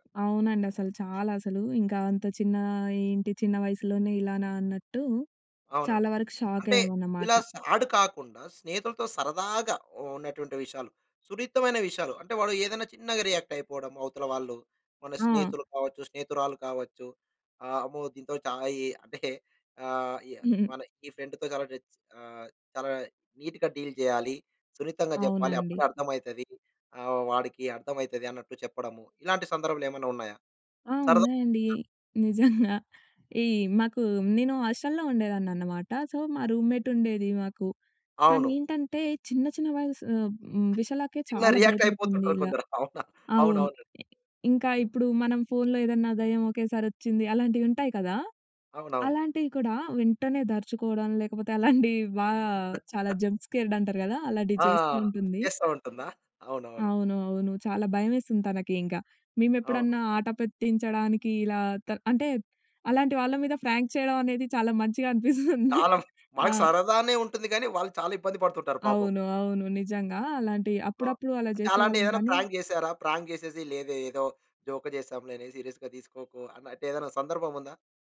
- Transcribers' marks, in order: other background noise; in English: "సాడ్"; horn; laughing while speaking: "అంటే"; chuckle; in English: "నీట్‌గా డీల్"; tapping; laughing while speaking: "నిజంగా"; in English: "హాస్టల్‌లో"; in English: "సో"; "విషయాలకే" said as "విషలకే"; laughing while speaking: "చిన్న రియాక్టయిపోతుంటారు కొందరు. అవునా?"; laughing while speaking: "అలాంటియి బా"; in English: "జంప్ స్కేర్డ్"; chuckle; in English: "ఫ్రాంక్"; laughing while speaking: "అనిపిస్తుంది"; in English: "ప్రాంక్"; in English: "ప్రాంక్"; in English: "సీరియస్‌గా"
- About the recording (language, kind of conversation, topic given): Telugu, podcast, సున్నితమైన విషయాల గురించి మాట్లాడేటప్పుడు మీరు ఎలా జాగ్రత్తగా వ్యవహరిస్తారు?